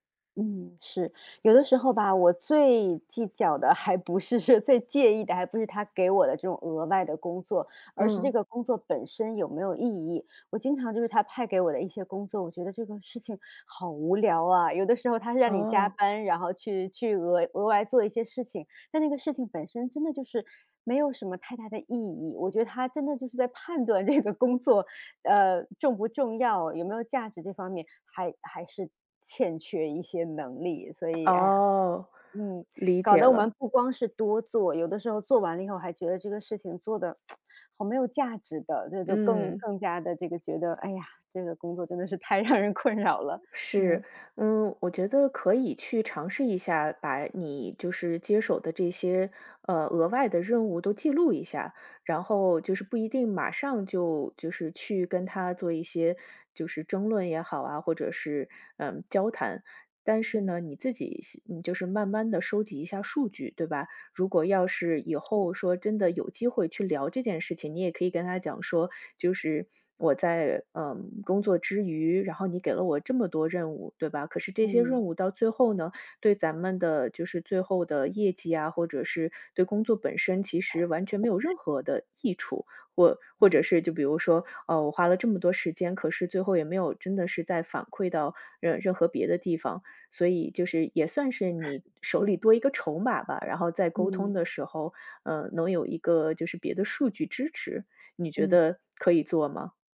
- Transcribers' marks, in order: laughing while speaking: "还不是说最介意的"; laughing while speaking: "这个工作"; other noise; tsk; other background noise; laughing while speaking: "太让人困扰了"
- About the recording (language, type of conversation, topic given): Chinese, advice, 我该如何在与同事或上司相处时设立界限，避免总是接手额外任务？